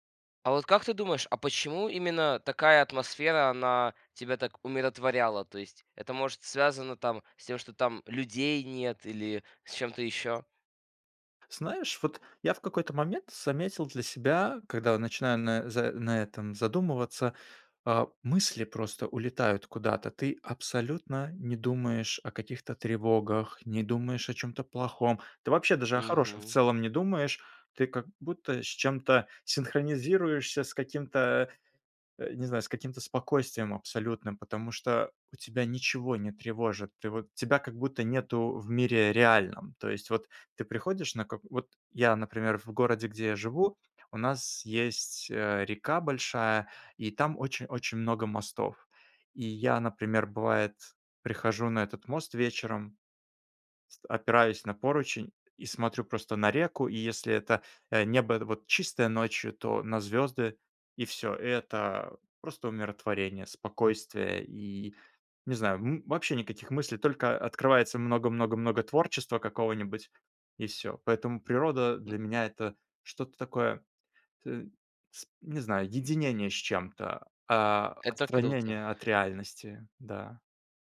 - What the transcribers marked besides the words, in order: tapping; other background noise
- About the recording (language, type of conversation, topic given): Russian, podcast, Как природа влияет на твоё настроение?